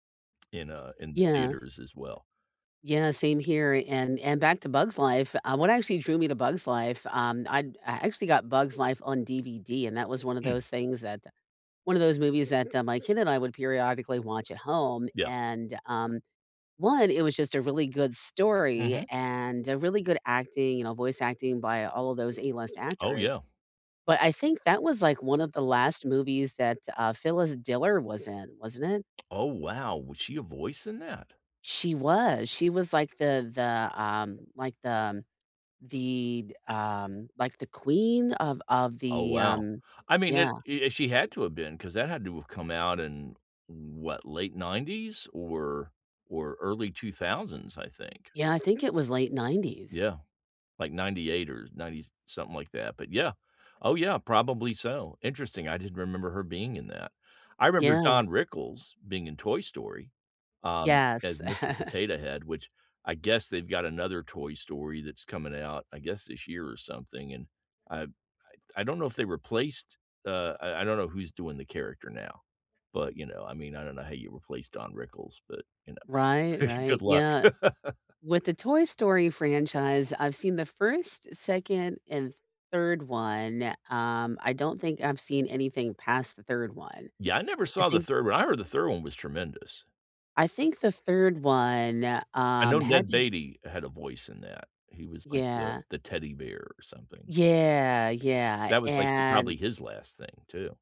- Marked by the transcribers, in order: laugh; chuckle; laugh; other background noise
- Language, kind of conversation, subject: English, unstructured, Which animated movies do you unabashedly love like a kid, and what memories make them special?
- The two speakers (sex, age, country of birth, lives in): female, 50-54, United States, United States; male, 65-69, United States, United States